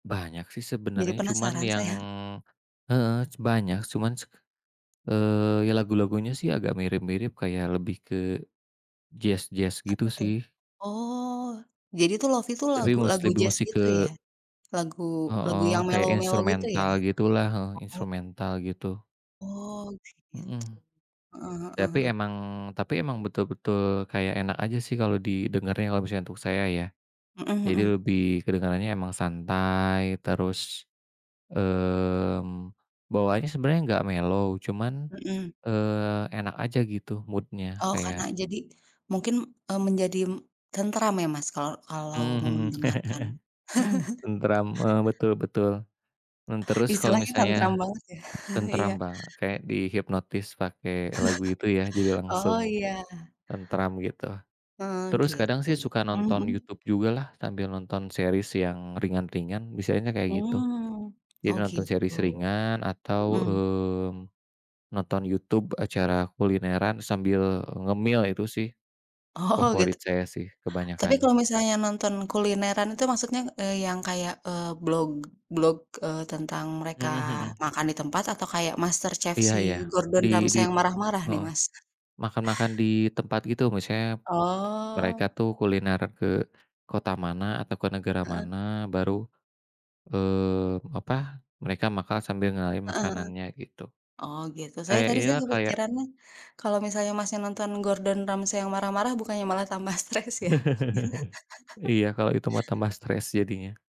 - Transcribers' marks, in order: laughing while speaking: "saya"; in English: "mellow-mellow"; in English: "mellow"; in English: "mood-nya"; laugh; tapping; chuckle; chuckle; laughing while speaking: "Oh"; other background noise; laugh; laughing while speaking: "malah tambah stres ya?"; laugh
- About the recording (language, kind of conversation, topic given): Indonesian, unstructured, Apa cara favorit Anda untuk bersantai setelah hari yang panjang?